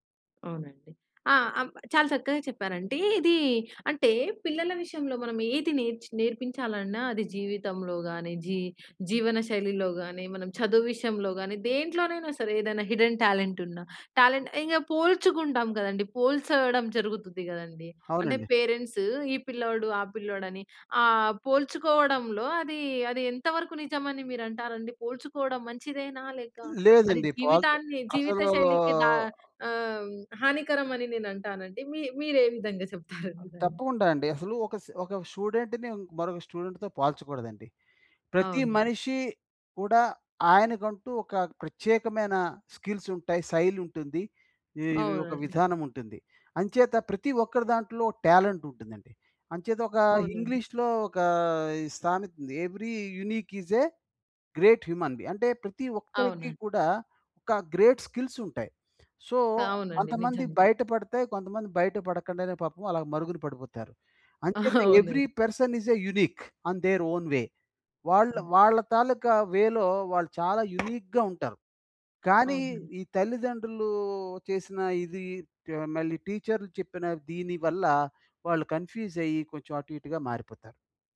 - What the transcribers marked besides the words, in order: in English: "హిడెన్ టాలెంట్"; in English: "టాలెంట్"; drawn out: "అసలూ"; in English: "స్టూడెంట్‌ని"; in English: "స్టూడెంట్‌తో"; in English: "స్కిల్స్"; in English: "టాలెంట్"; in English: "ఎవ్రి యూనిక్ ఈస్ ఎ గ్రేట్ హ్యూమన్ బీ"; in English: "గ్రేట్ స్కిల్స్"; in English: "సో"; laughing while speaking: "అవునండి"; in English: "ఎవ్రి పర్సన్ ఈజ్ ఎ యూనిక్ అన్ ధేర్ ఓన్ వే"; other background noise; in English: "వేలో"; tapping; in English: "యూనిక్‌గా"; in English: "కన్‌ఫ్యూజ్"
- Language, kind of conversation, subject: Telugu, podcast, పిల్లలకు అర్థమయ్యేలా సరళ జీవనశైలి గురించి ఎలా వివరించాలి?